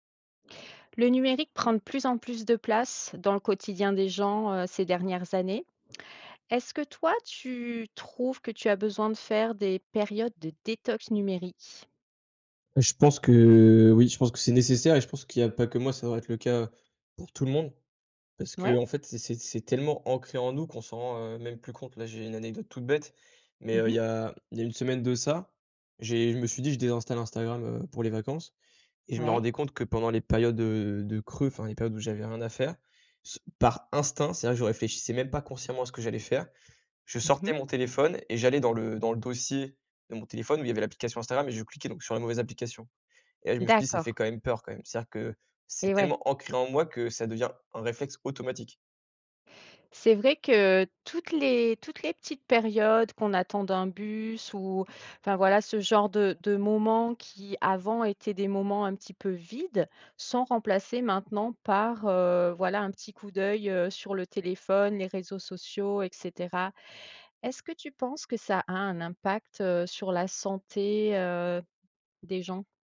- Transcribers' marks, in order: tapping; stressed: "instinct"; stressed: "vides"
- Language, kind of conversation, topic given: French, podcast, Comment t’organises-tu pour faire une pause numérique ?